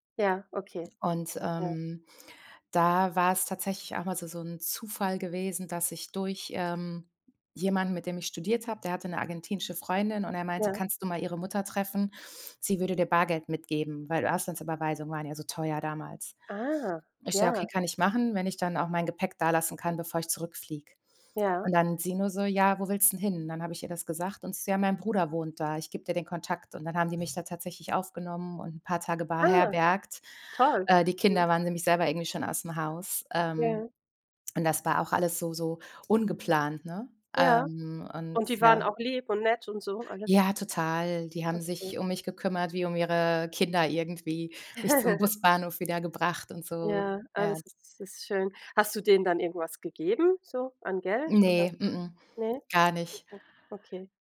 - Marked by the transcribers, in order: drawn out: "Ah"; "beherbergt" said as "baherbergt"; laugh; unintelligible speech
- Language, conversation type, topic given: German, unstructured, Wie bist du auf Reisen mit unerwarteten Rückschlägen umgegangen?